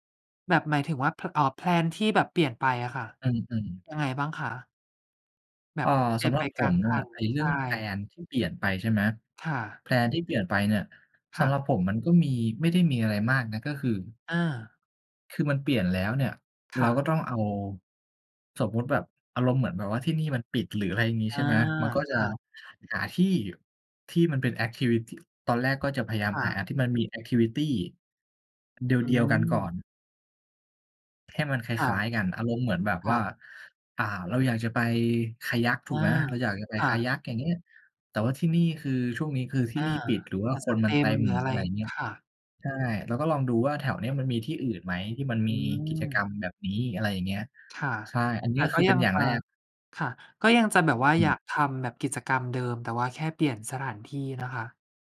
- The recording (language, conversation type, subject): Thai, unstructured, ประโยชน์ของการวางแผนล่วงหน้าในแต่ละวัน
- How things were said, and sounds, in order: in English: "แพลน"; in English: "แพลน"; in English: "แพลน"; in English: "แอกทิวิติ"; "แอกทิวิตี" said as "แอกทิวิติ"; in English: "แอกทิวิตี"